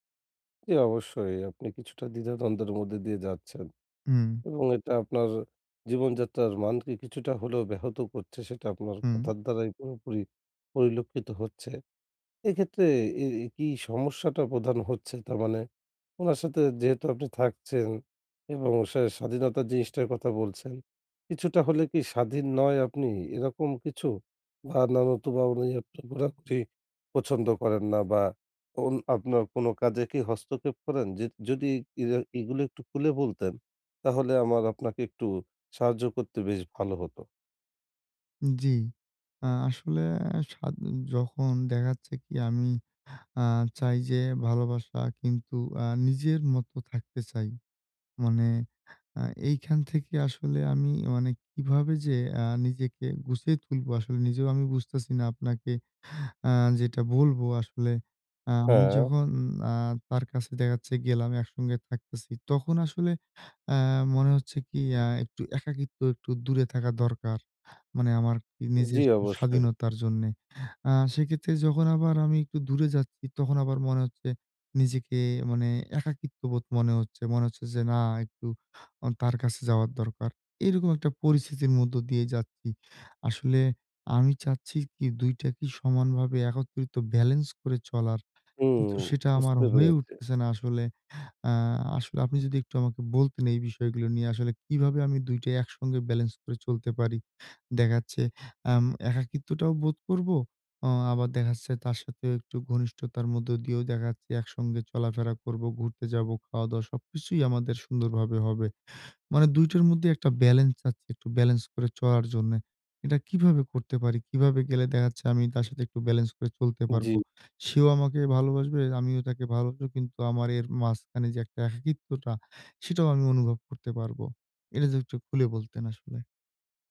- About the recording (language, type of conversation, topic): Bengali, advice, সম্পর্কে স্বাধীনতা ও ঘনিষ্ঠতার মধ্যে কীভাবে ভারসাম্য রাখবেন?
- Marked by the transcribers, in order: unintelligible speech; in English: "balence"; in English: "balence"; in English: "balence"; in English: "balence"; in English: "balence"